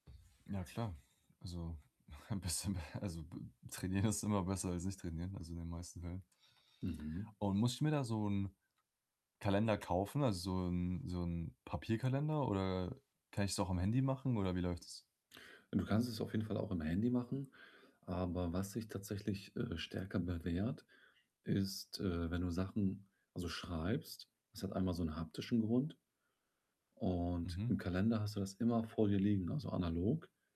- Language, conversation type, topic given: German, advice, Wie kann ich trotz Zeitmangel regelmäßig meinem Hobby nachgehen?
- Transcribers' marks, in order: static; chuckle; laughing while speaking: "ein bisschen b"; laughing while speaking: "trainieren"; other background noise